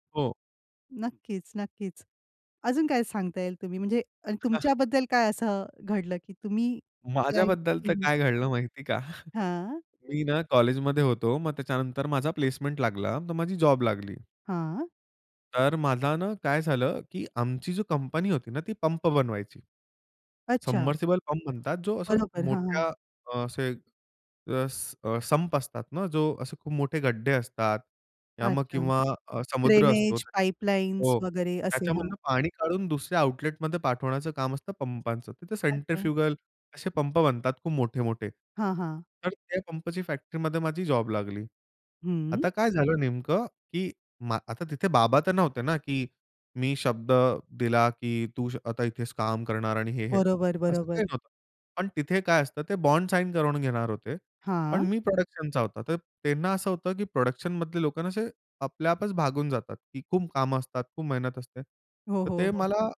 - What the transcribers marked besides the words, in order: laughing while speaking: "हां"; laughing while speaking: "माझ्याबद्दल तर काय घडलं माहिती का?"; chuckle; in English: "सबमर्सिबल"; in English: "संप"; in English: "ड्रेनेज, पाईपलाईन्स"; in English: "आउटलेटमध्ये"; in English: "सेंट्रीफ्युगल"; in English: "बॉन्ड"; in English: "प्रोडक्शनचा"; in English: "प्रोडक्शनमधले"; "पळून" said as "भागून"
- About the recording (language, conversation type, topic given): Marathi, podcast, कुटुंबातल्या एखाद्या घटनेने तुमच्या मूल्यांना कसे आकार दिले?